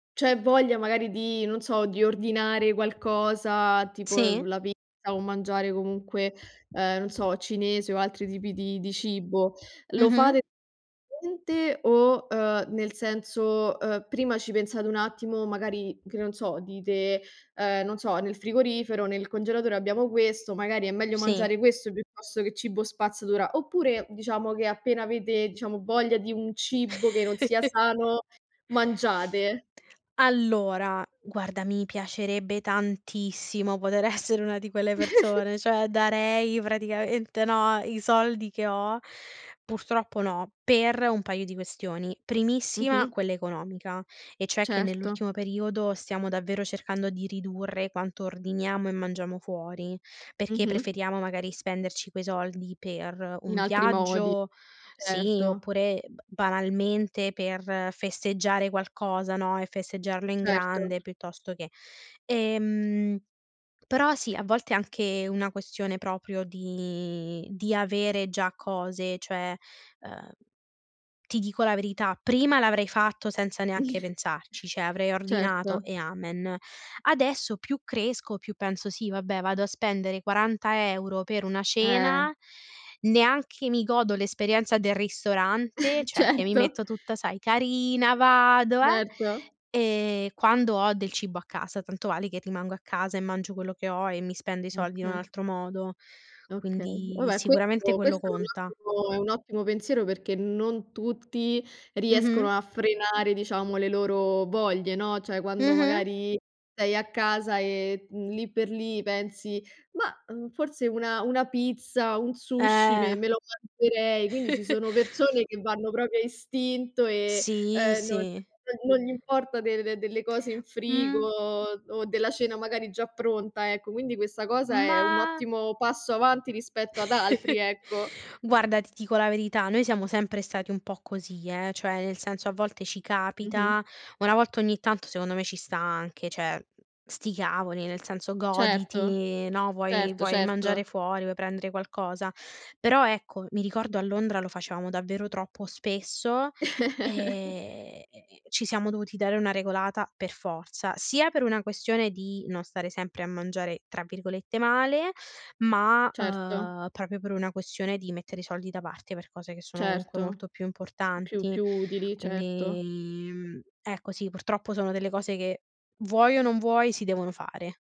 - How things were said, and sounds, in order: "Cioè" said as "ceh"; other background noise; chuckle; "cibo" said as "cibbo"; stressed: "Allora"; stressed: "tantissimo"; laughing while speaking: "essere"; chuckle; tapping; stressed: "per"; "cioè" said as "ceh"; drawn out: "di"; "cioè" said as "ceh"; chuckle; "cioè" said as "ceh"; chuckle; "Certo" said as "verto"; "cioè" said as "ceh"; drawn out: "Eh"; chuckle; "proprio" said as "propio"; drawn out: "Sì"; drawn out: "Ma"; chuckle; "cioè" said as "ceh"; "facevamo" said as "faceamo"; chuckle; drawn out: "e"; "proprio" said as "propio"; "comunque" said as "omunque"; drawn out: "Quindi"
- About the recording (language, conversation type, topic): Italian, podcast, Come ti organizzi per mangiare sano durante la settimana?